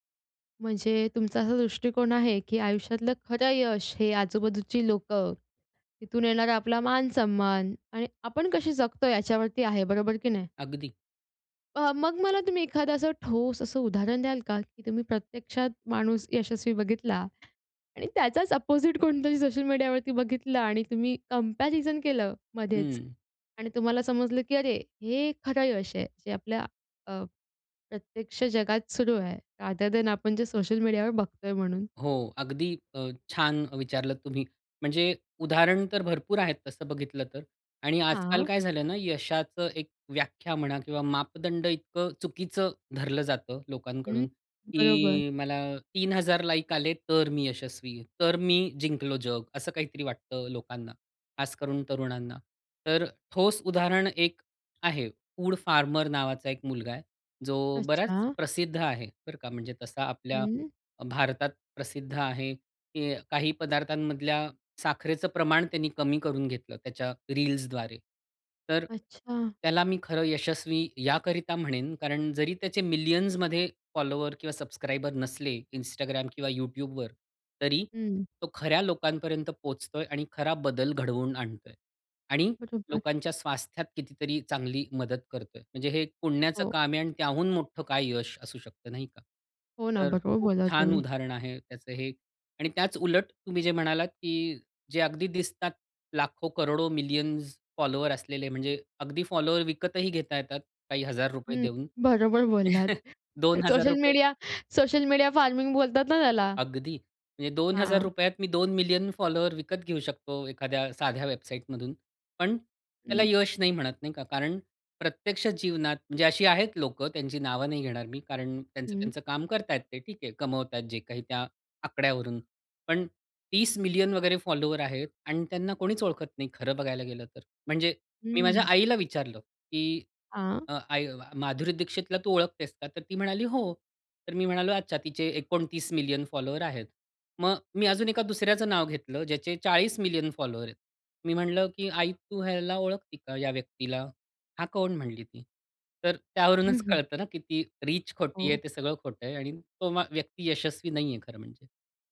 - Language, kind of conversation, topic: Marathi, podcast, सोशल मीडियावर दिसणं आणि खऱ्या जगातलं यश यातला फरक किती आहे?
- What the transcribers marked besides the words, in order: laughing while speaking: "त्याचाच अपोझिट कोणतरी सोशल मीडियावरती बघितला"; in English: "अपोझिट"; in English: "कम्पॅरिझन"; in English: "रादर दॅन"; in English: "मिलियन्समध्ये फॉलोवर"; in English: "मिलियन्स फॉलोअर्स"; in English: "फॉलोअर्स"; laughing while speaking: "बरोबर बोललात. सोशल मीडिया सोशल मीडिया फार्मिंग बोलतात ना, त्याला"; chuckle; in English: "फार्मिंग"; in English: "फॉलोअर्स"; in English: "फॉलोवर"; in English: "फॉलोअर्स"; in English: "फॉलोअर्स"; in English: "रिच"; other background noise